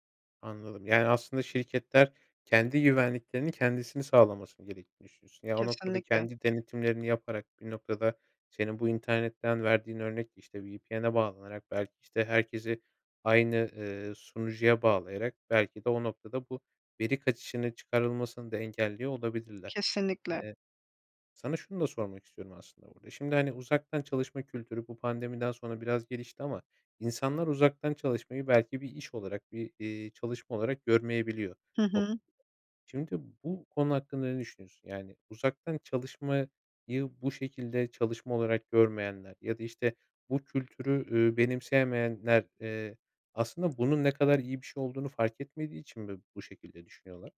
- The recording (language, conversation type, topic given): Turkish, podcast, Uzaktan çalışma kültürü işleri nasıl değiştiriyor?
- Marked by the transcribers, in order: none